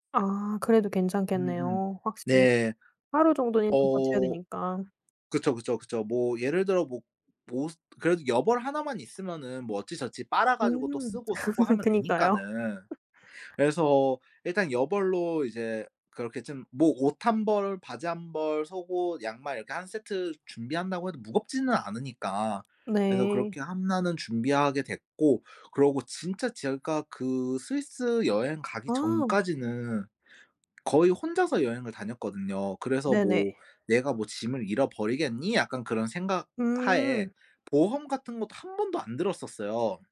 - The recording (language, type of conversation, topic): Korean, podcast, 짐을 잃어버렸을 때 그 상황을 어떻게 해결하셨나요?
- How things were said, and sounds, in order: laugh; laughing while speaking: "그니까요"; laugh; other background noise